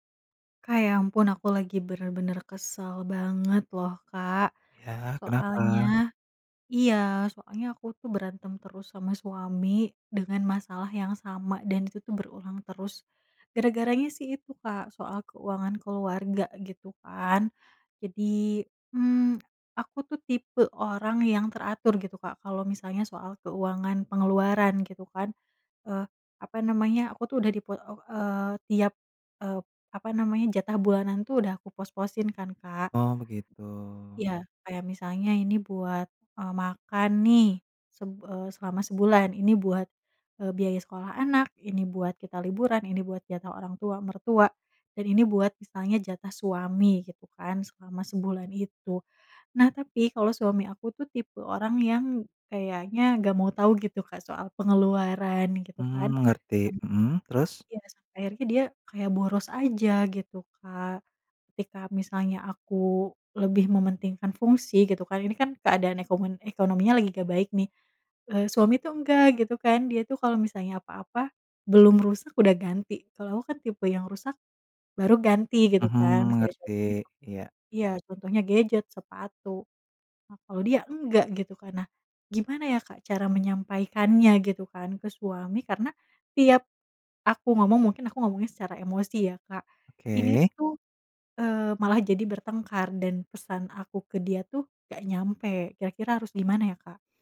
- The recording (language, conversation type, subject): Indonesian, advice, Mengapa saya sering bertengkar dengan pasangan tentang keuangan keluarga, dan bagaimana cara mengatasinya?
- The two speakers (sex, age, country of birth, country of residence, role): female, 30-34, Indonesia, Indonesia, user; male, 30-34, Indonesia, Indonesia, advisor
- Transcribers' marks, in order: none